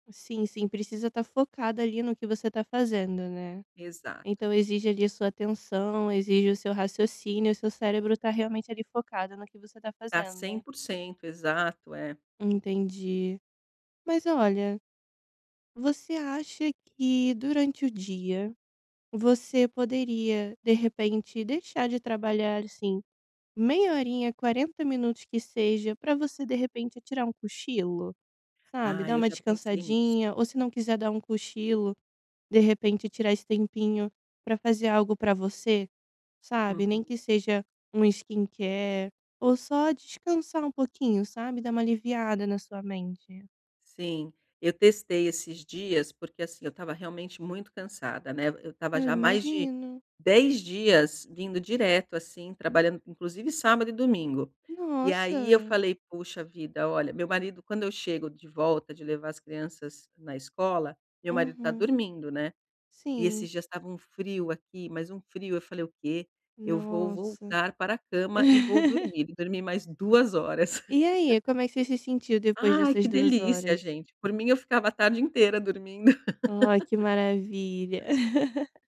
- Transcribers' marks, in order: in English: "skincare"; laugh; laugh; laugh
- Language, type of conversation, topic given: Portuguese, advice, Por que não consigo relaxar depois de um dia estressante?